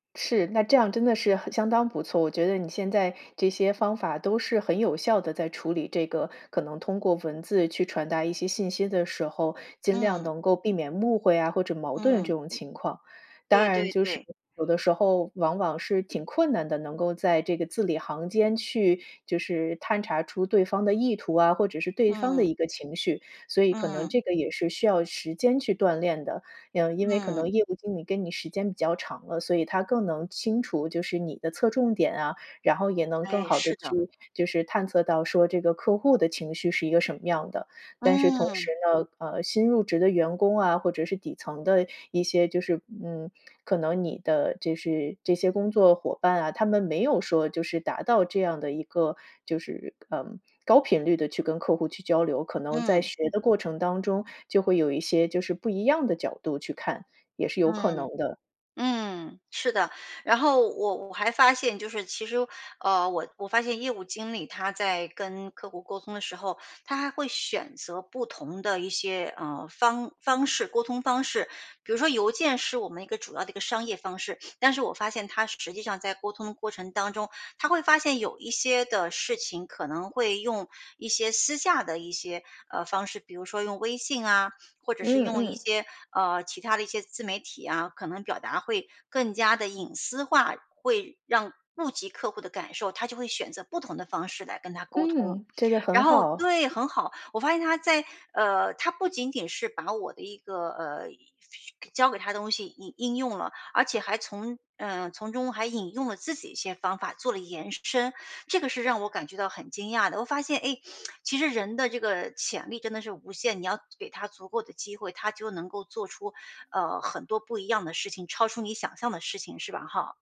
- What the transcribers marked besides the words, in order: "误会" said as "目会"; tapping; other noise; lip smack
- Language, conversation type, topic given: Chinese, advice, 如何用文字表达复杂情绪并避免误解？